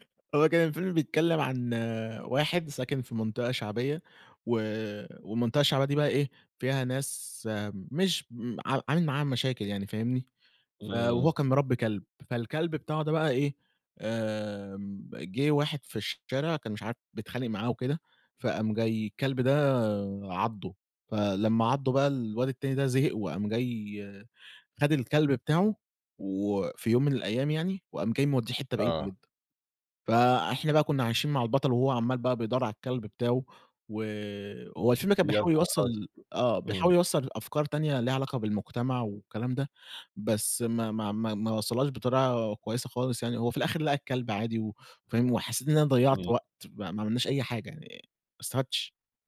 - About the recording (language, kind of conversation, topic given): Arabic, podcast, إزاي بتختاروا فيلم للعيلة لما الأذواق بتبقى مختلفة؟
- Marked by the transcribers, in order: tapping